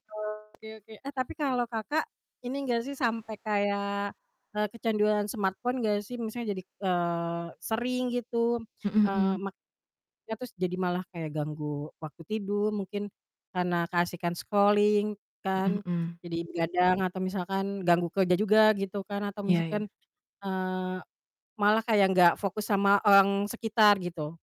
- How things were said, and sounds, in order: distorted speech; static; in English: "smartphone"; in English: "scrolling"
- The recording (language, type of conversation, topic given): Indonesian, podcast, Bagaimana kebiasaanmu menggunakan ponsel pintar sehari-hari?